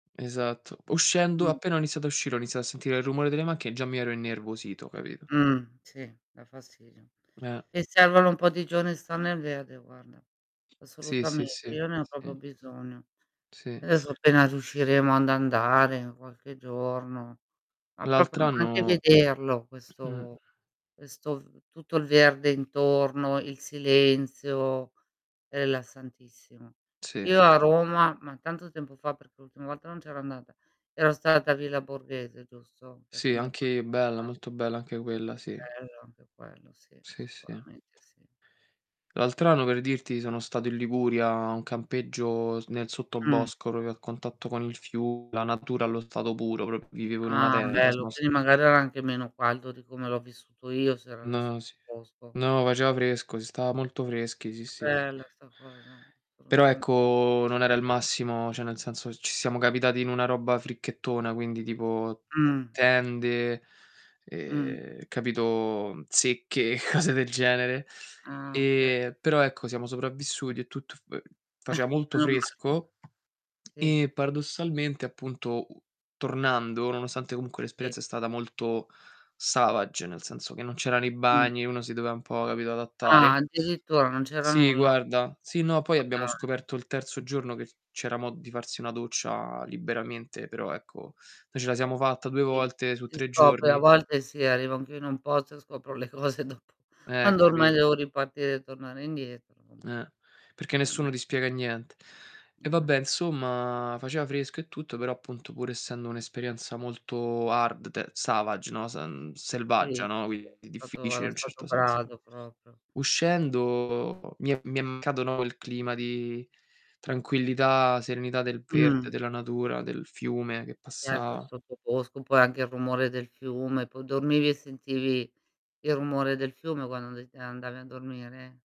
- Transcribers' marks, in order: static; tapping; "proprio" said as "popio"; unintelligible speech; distorted speech; unintelligible speech; drawn out: "ehm"; drawn out: "E"; chuckle; in English: "savage"; unintelligible speech; in English: "hard"; in English: "savage"; drawn out: "Uscendo"
- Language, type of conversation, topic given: Italian, unstructured, Come ti senti quando sei circondato dal verde?